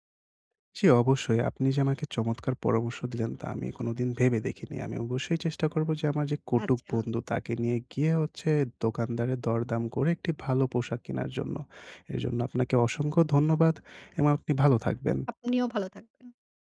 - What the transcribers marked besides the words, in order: none
- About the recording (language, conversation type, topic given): Bengali, advice, বাজেটের মধ্যে ভালো মানের পোশাক কোথায় এবং কীভাবে পাব?